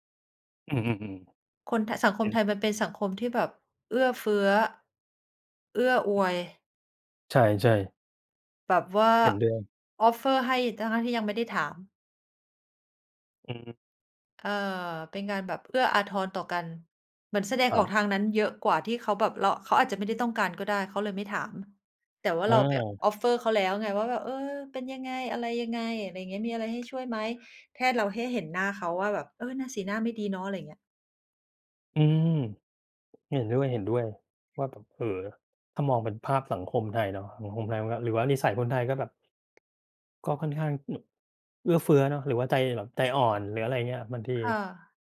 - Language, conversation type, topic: Thai, unstructured, คุณคิดว่าการขอความช่วยเหลือเป็นเรื่องอ่อนแอไหม?
- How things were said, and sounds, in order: other background noise; in English: "Offer"; in English: "Offer"; tapping; hiccup